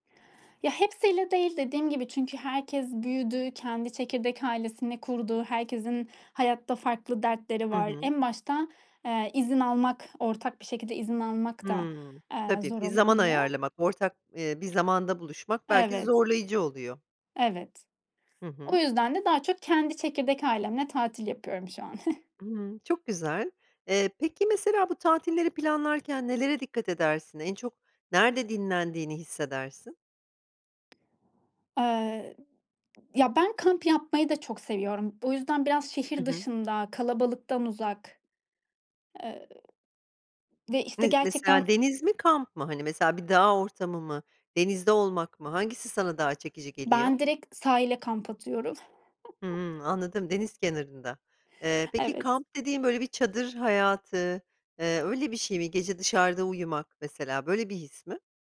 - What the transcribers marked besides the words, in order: giggle; other background noise; tapping; chuckle
- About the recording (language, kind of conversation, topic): Turkish, podcast, Doğada dinginlik bulduğun bir anı anlatır mısın?